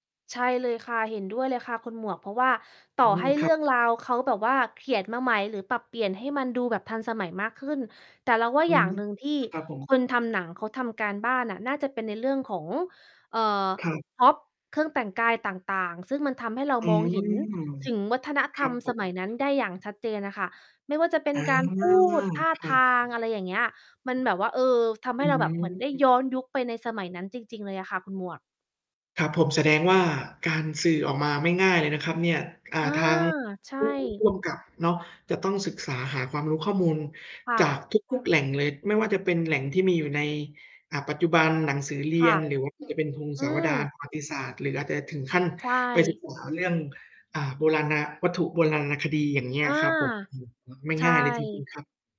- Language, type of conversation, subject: Thai, unstructured, เรื่องราวใดในประวัติศาสตร์ที่ทำให้คุณประทับใจมากที่สุด?
- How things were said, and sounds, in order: distorted speech; tapping